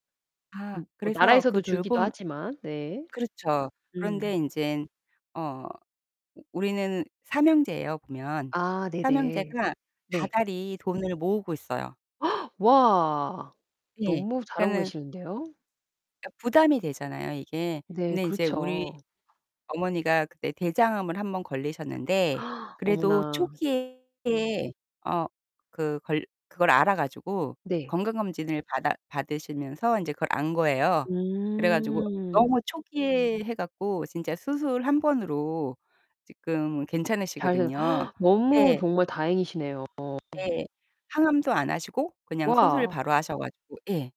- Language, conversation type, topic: Korean, podcast, 노부모를 돌볼 때 가장 신경 쓰이는 부분은 무엇인가요?
- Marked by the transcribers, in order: other background noise; gasp; tapping; gasp; distorted speech; gasp